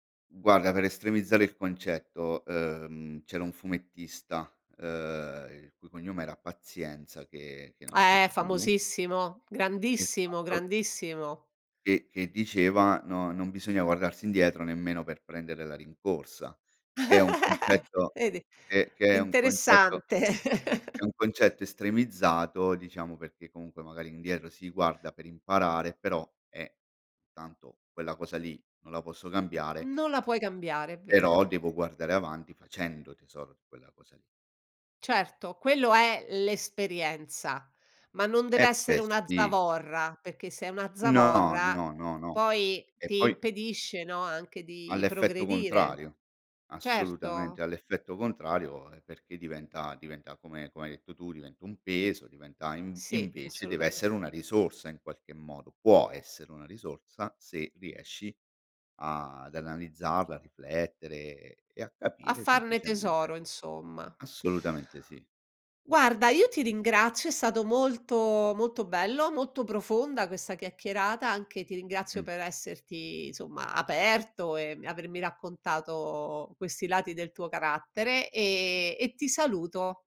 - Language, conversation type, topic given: Italian, podcast, Cosa ti aiuta a non restare bloccato nei pensieri del tipo “se avessi…”?
- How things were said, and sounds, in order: chuckle; laughing while speaking: "interessante"; chuckle; tapping